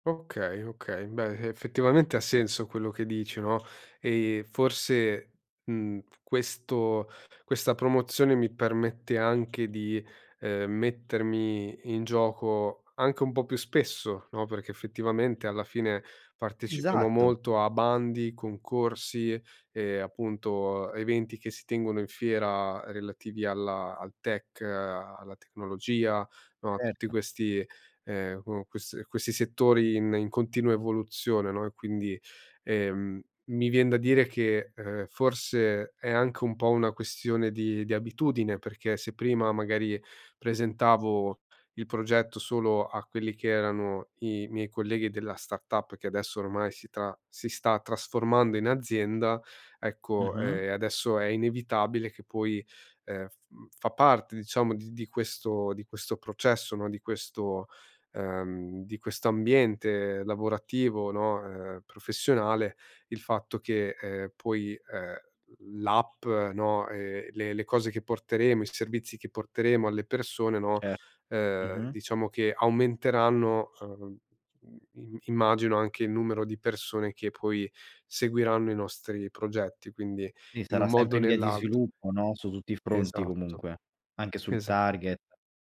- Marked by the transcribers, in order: none
- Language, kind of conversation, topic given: Italian, advice, Come posso superare la paura di parlare in pubblico o di presentare idee al lavoro?